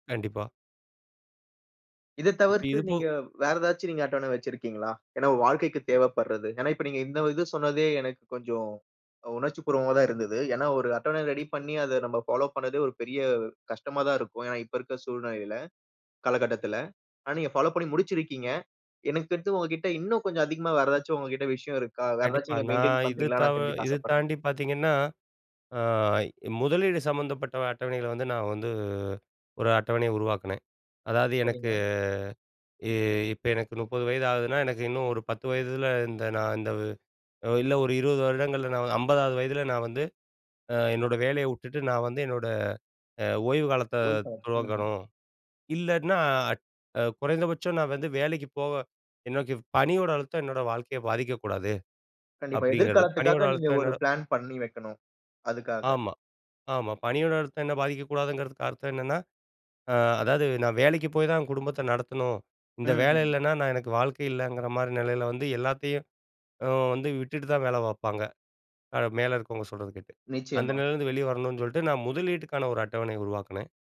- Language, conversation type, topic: Tamil, podcast, உங்கள் உடற்பயிற்சி அட்டவணையை எப்படித் திட்டமிட்டு அமைக்கிறீர்கள்?
- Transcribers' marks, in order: other background noise; tapping; in English: "ஃபாலோ"; in English: "ஃபாலோ"; in English: "மெயின்டய்ன்"; drawn out: "எனக்கு"; other noise; unintelligible speech; in English: "பிளான்"; drawn out: "ஆ"; drawn out: "ஆ"